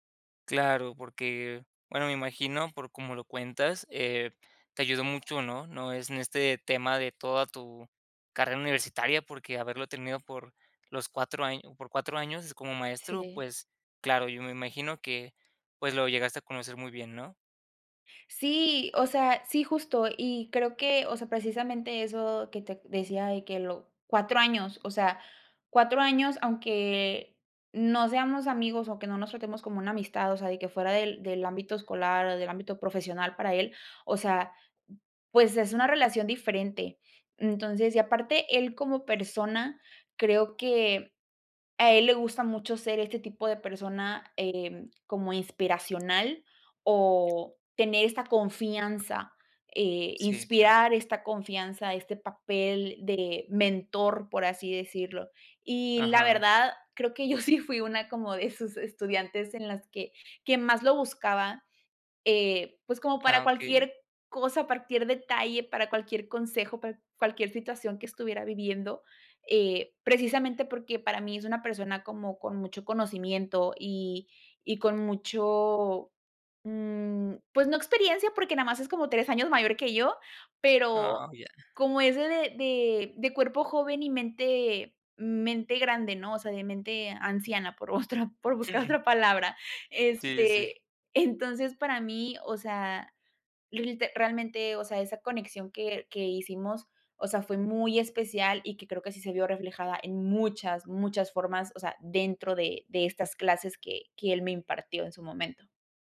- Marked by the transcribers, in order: tapping; other noise; laughing while speaking: "por buscar otra palabra"; chuckle
- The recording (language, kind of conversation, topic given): Spanish, podcast, ¿Cuál fue una clase que te cambió la vida y por qué?